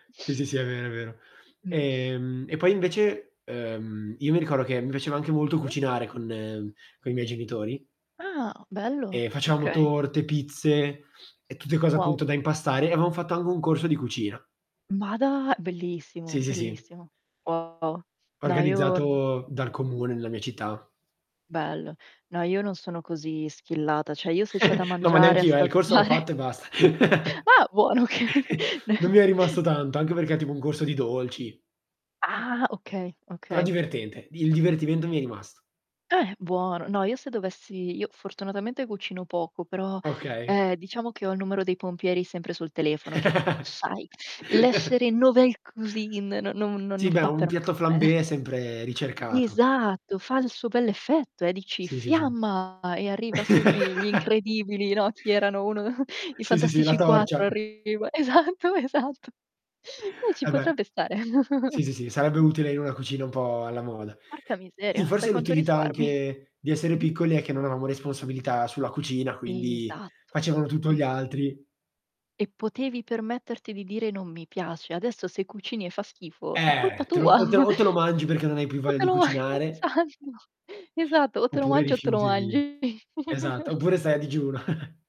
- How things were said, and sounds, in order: static; "ricordo" said as "ricoro"; "avevamo" said as "vamo"; "anche" said as "anghe"; distorted speech; in English: "skillata"; "Cioè" said as "ceh"; chuckle; laughing while speaking: "assaggiare"; chuckle; laughing while speaking: "okay"; chuckle; "corso" said as "gorso"; "buono" said as "buoro"; chuckle; tapping; in French: "novel cusin"; "nouvelle cuisine" said as "novel cusin"; laughing while speaking: "me"; laugh; laughing while speaking: "uno"; chuckle; other noise; laughing while speaking: "esatto, esatto"; chuckle; other background noise; laughing while speaking: "risparmi?"; stressed: "Esatto"; stressed: "Eh"; chuckle; laughing while speaking: "ma esatto"; chuckle
- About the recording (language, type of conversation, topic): Italian, unstructured, Che cosa ti manca di più del cibo della tua infanzia?